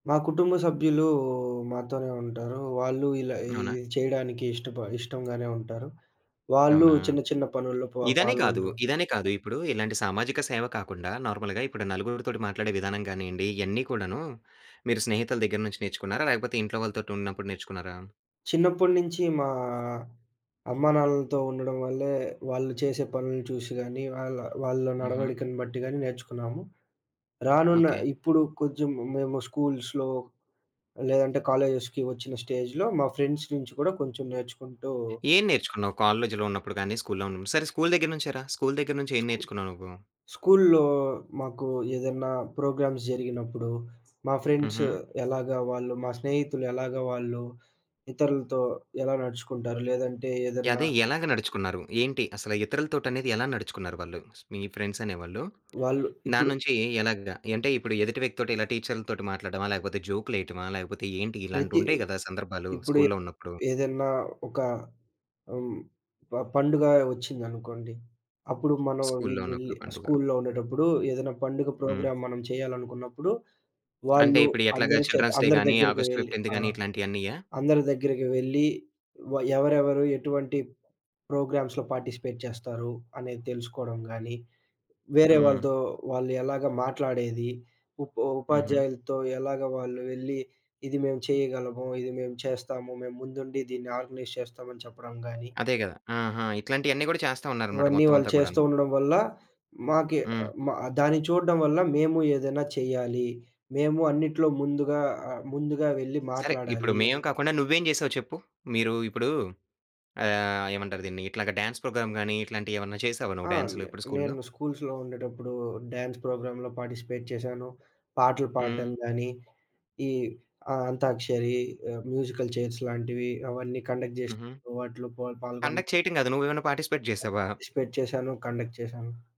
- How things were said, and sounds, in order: other background noise; in English: "నార్మల్‌గా"; in English: "స్కూల్స్‌లో"; in English: "కాలేజెస్‌కి"; in English: "స్టేజ్‌లో"; in English: "ఫ్రెండ్స్"; in English: "ప్రోగ్రామ్స్"; in English: "ఫ్రెండ్స్"; in English: "ప్రోగ్రాం"; in English: "చిల్డ్రన్స్ డే"; in English: "ఆగస్ట్ ఫిఫ్టీంత్"; in English: "ప్రోగ్రామ్స్‌లో పార్టిసిపేట్"; in English: "ఆర్గనైజ్"; in English: "డాన్స్ ప్రోగ్రామ్"; in English: "స్కూల్స్‌లో"; in English: "డ్యాన్స్ ప్రోగ్రామ్‌లో పార్టిసిపేట్"; in English: "మ్యూజికల్ చైర్స్"; in English: "కండక్ట్"; in English: "కండక్ట్"; in English: "పార్టిసిపేట్"; in English: "పార్టిసిపేట్"; tapping; in English: "కండక్ట్"
- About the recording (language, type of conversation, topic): Telugu, podcast, స్నేహితులు లేదా కుటుంబంతో కలిసి నేర్చుకోవడం వల్ల ఎలాంటి ప్రయోజనాలు ఉంటాయి?